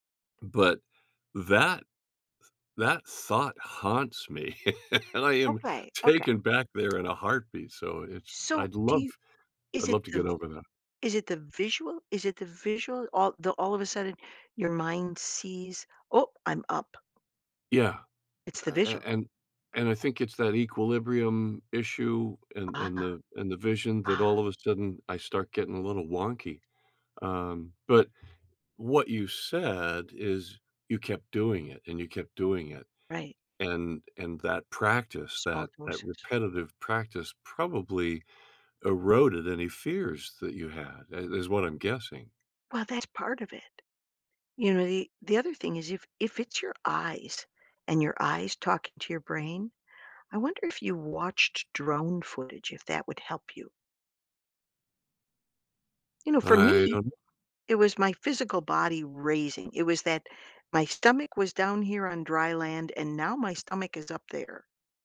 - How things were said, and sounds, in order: tapping; laugh; laughing while speaking: "and I am"
- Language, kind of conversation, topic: English, unstructured, How do I notice and shift a small belief that's limiting me?
- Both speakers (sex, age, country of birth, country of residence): female, 65-69, United States, United States; male, 70-74, Canada, United States